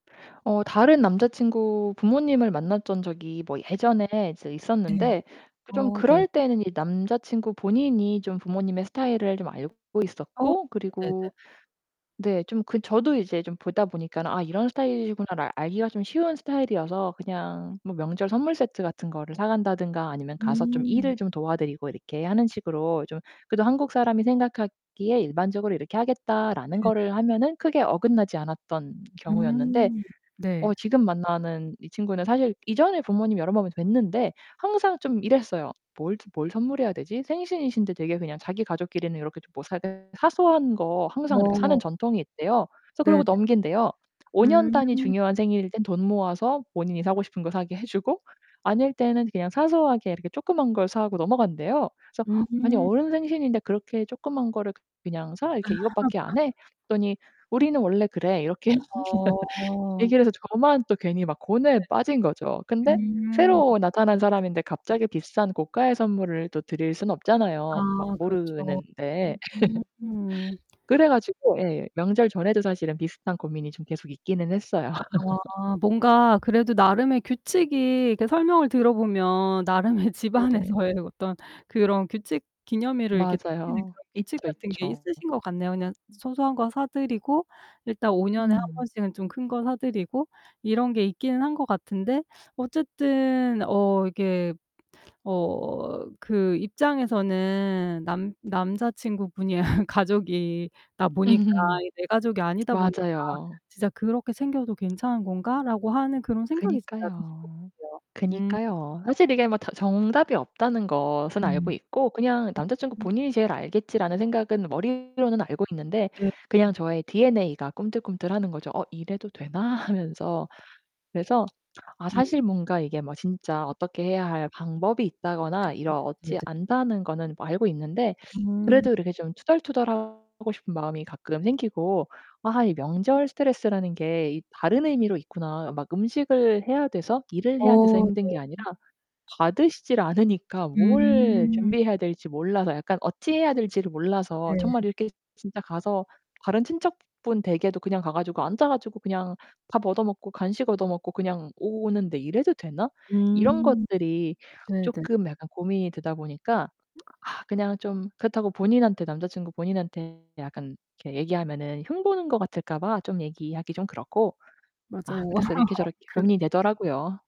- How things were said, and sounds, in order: other background noise; distorted speech; unintelligible speech; laugh; laugh; laugh; laugh; tapping; laughing while speaking: "남자친구분이"; laughing while speaking: "흠"; laughing while speaking: "하면서"; lip smack; unintelligible speech; laugh
- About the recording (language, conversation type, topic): Korean, advice, 명절에 가족 역할을 강요받는 것이 왜 부담스럽게 느껴지시나요?